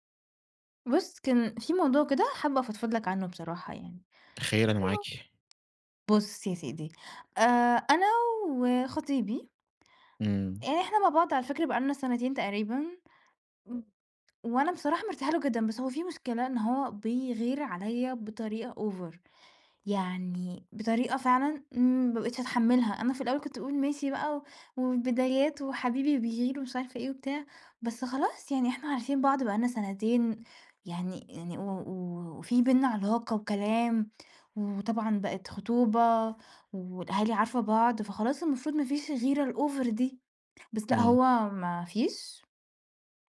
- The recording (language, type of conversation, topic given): Arabic, advice, ازاي الغيرة الزيادة أثرت على علاقتك؟
- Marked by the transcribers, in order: unintelligible speech; tapping; unintelligible speech; in English: "أوڤر"; in English: "الأوڤر"